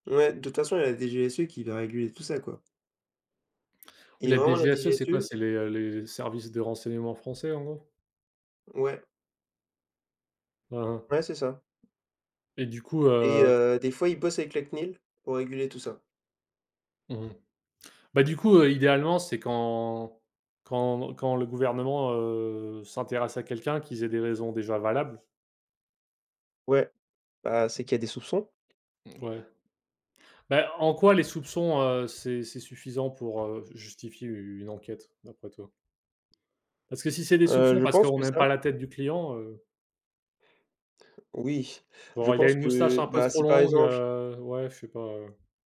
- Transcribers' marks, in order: tapping
- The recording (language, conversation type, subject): French, unstructured, Comment les technologies de l’information peuvent-elles renforcer la transparence gouvernementale ?